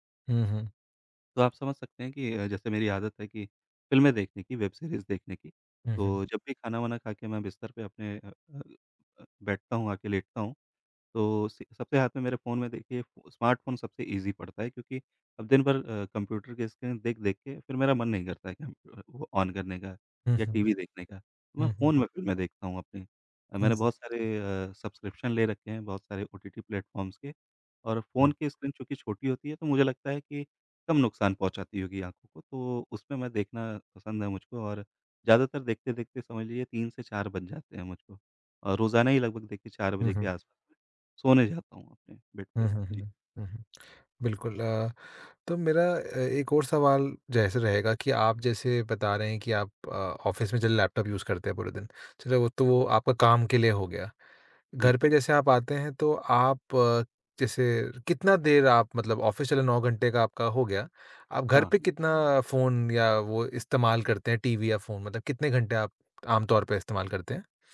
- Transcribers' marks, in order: in English: "स्मार्टफ़ोन"; in English: "ईजी"; in English: "ऑन"; in English: "सब्सक्रिप्शन"; in English: "प्लेटफॉर्म्स"; in English: "बेड"; in English: "ऑफिस"; in English: "यूज़"; in English: "ऑफिस"
- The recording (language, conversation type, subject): Hindi, advice, स्क्रीन देर तक देखने से सोने में देरी क्यों होती है?